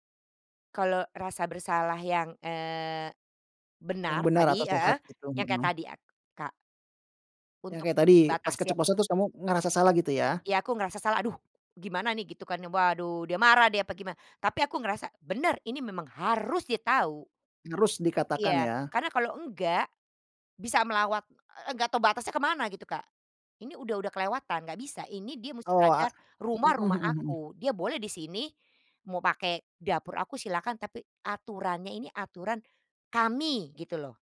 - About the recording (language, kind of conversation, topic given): Indonesian, podcast, Gimana mengatasi rasa bersalah saat menetapkan batas pada keluarga?
- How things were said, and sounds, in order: none